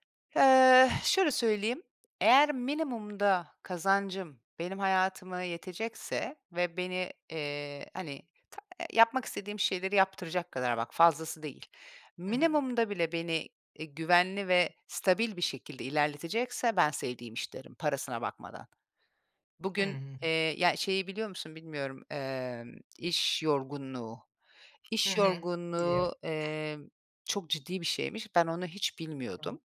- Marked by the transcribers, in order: other background noise; unintelligible speech
- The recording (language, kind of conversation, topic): Turkish, podcast, Sevdiğin işi mi yoksa güvenli bir maaşı mı seçersin, neden?